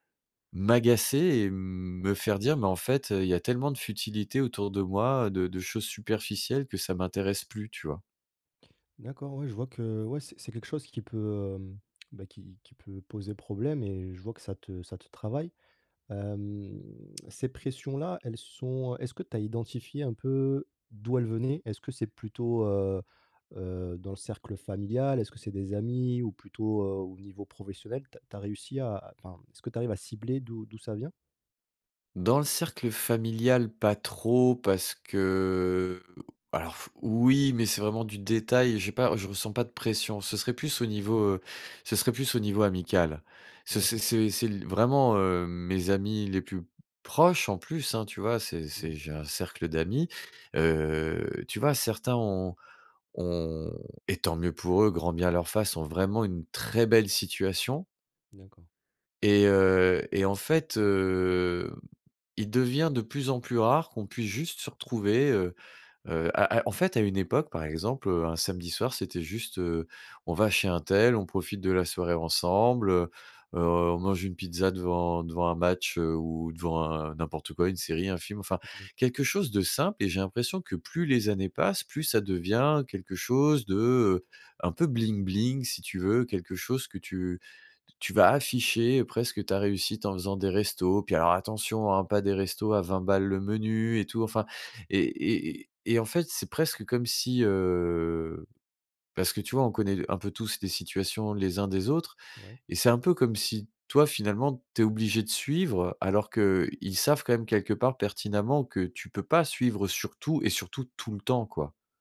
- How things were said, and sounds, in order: drawn out: "Hem"; drawn out: "que"; stressed: "oui"; tapping; stressed: "très"; drawn out: "heu"; stressed: "tout le temps"
- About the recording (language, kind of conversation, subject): French, advice, Comment gérer la pression sociale pour dépenser lors d’événements et de sorties ?